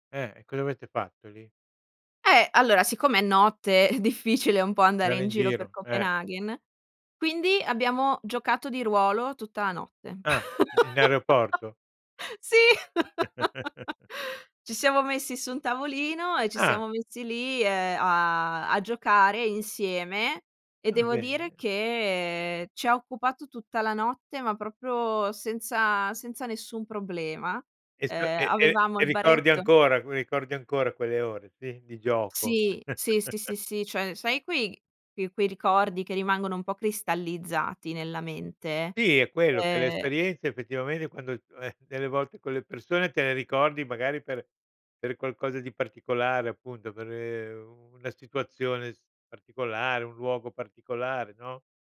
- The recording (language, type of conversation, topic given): Italian, podcast, Come si coltivano amicizie durature attraverso esperienze condivise?
- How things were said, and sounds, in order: chuckle; laugh; "proprio" said as "propro"; chuckle